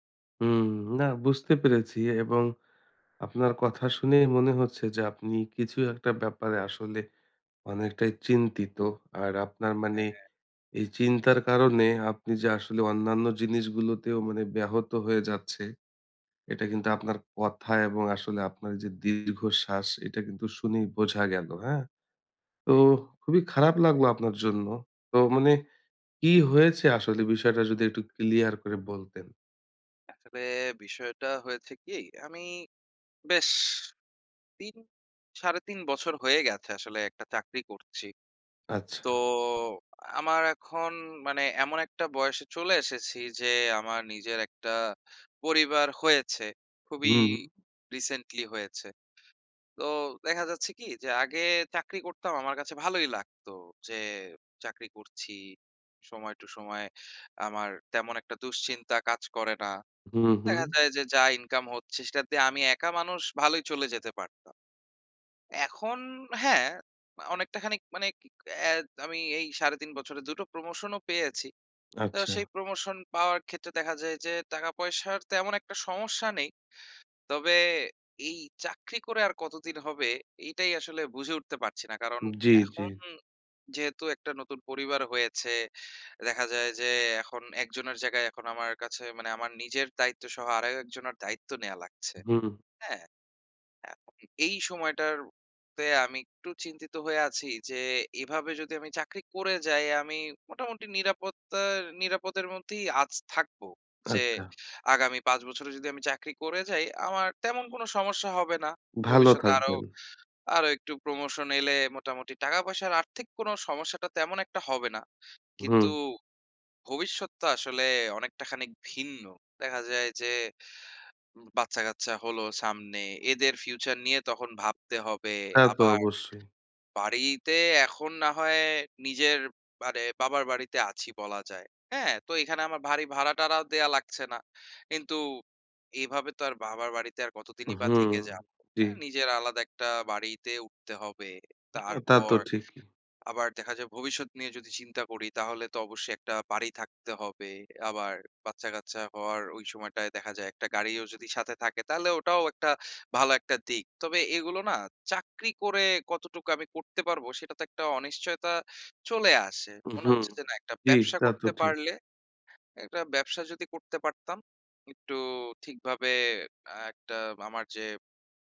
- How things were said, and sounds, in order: inhale; sad: "তো আমার এখন"
- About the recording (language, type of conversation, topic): Bengali, advice, নিরাপদ চাকরি নাকি অর্থপূর্ণ ঝুঁকি—দ্বিধায় আছি